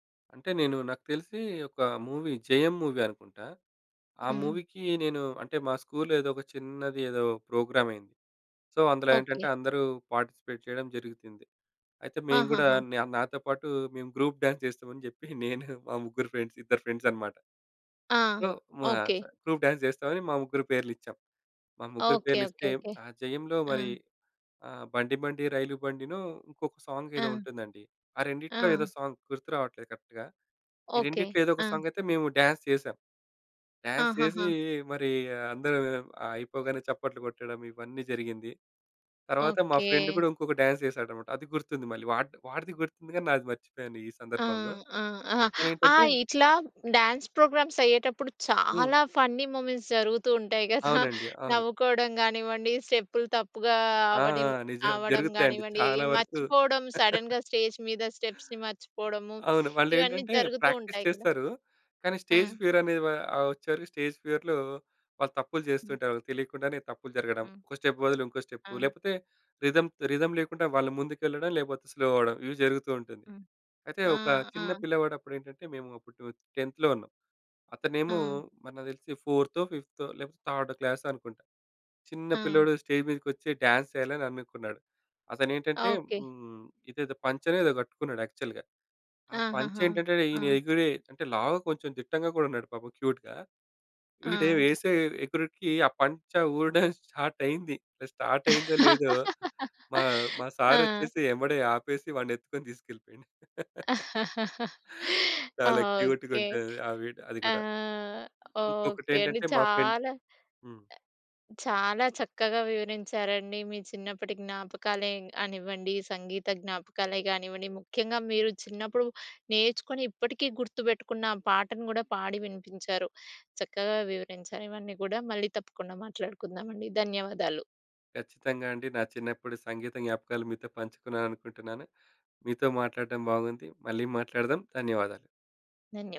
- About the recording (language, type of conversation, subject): Telugu, podcast, మీకు చిన్ననాటి సంగీత జ్ఞాపకాలు ఏవైనా ఉన్నాయా?
- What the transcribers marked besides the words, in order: in English: "మూవీ"; in English: "మూవీకీ"; in English: "ప్రోగ్రామ్"; in English: "సో"; in English: "పార్‌టిసిపేట్"; put-on voice: "మేము గ్రూప్ డాన్స్ చేస్తాం అని … ఇద్దరు ఫ్రెండ్స్ అనమాట"; in English: "గ్రూప్ డాన్స్"; in English: "ఫ్రెండ్స్"; in English: "ఫ్రెండ్స్"; in English: "సో"; in English: "గ్రూప్ డాన్స్"; in English: "సాంగ్"; in English: "సాంగ్"; in English: "కరెక్ట్‌గా"; in English: "డాన్స్"; in English: "డాన్స్"; unintelligible speech; in English: "ఫ్రెండ్"; in English: "డాన్స్"; in English: "డ్యాన్స్ ప్రోగ్రామ్స్"; in English: "ఫన్నీ మూమెంట్స్"; in English: "సడెన్‌గా స్టేజ్"; chuckle; in English: "స్టెప్స్‌ని"; in English: "ప్రాక్టీస్"; in English: "స్టేజ్ ఫియర్"; in English: "స్టేజ్ ఫియర్‌లో"; in English: "స్టెప్"; in English: "రిథమ్ రిథమ్"; in English: "స్లో"; in English: "ట్వెల్త్"; in English: "థర్డ్ క్లాస్"; in English: "స్టేజ్"; in English: "డ్యాన్స్"; in English: "యాక్చువల్‌గా"; in English: "క్యూట్‌గా"; in English: "స్టార్ట్"; laugh; in English: "స్టార్ట్"; chuckle; other background noise; drawn out: "ఆ!"; other noise; in English: "క్యూట్‌గా"; in English: "ఫ్రెండ్"